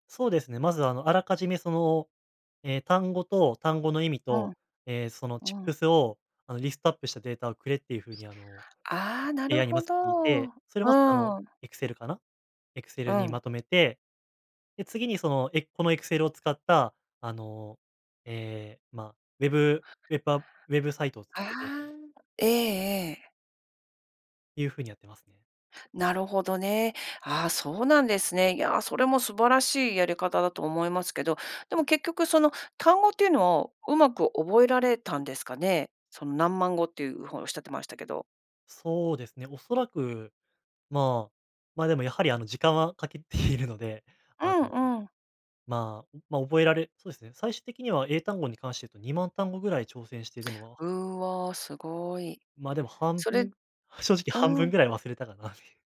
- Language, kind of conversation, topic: Japanese, podcast, 上達するためのコツは何ですか？
- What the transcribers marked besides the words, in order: other noise; chuckle; laughing while speaking: "正直半分ぐらい忘れたかなみ"